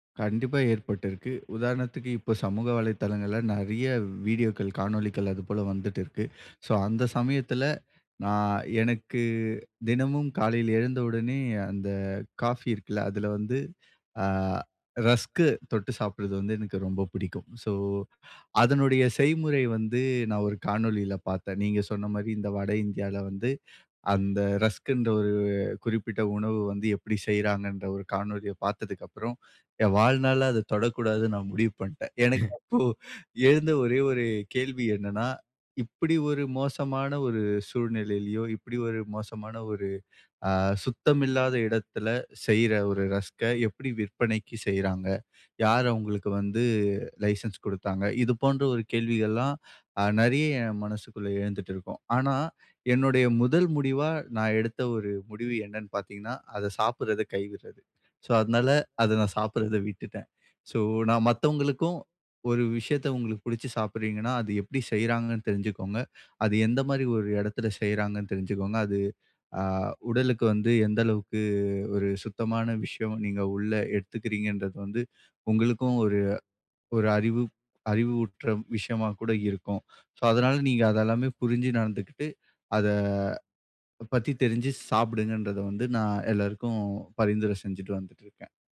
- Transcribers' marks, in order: other background noise; laughing while speaking: "எனக்கு அப்போ எழுந்த ஒரே ஒரு கேள்வி என்னன்னா"; laugh; in English: "லைசென்ஸ்"; drawn out: "அத"
- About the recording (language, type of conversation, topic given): Tamil, podcast, பழமையான குடும்ப சமையல் செய்முறையை நீங்கள் எப்படி பாதுகாத்துக் கொள்வீர்கள்?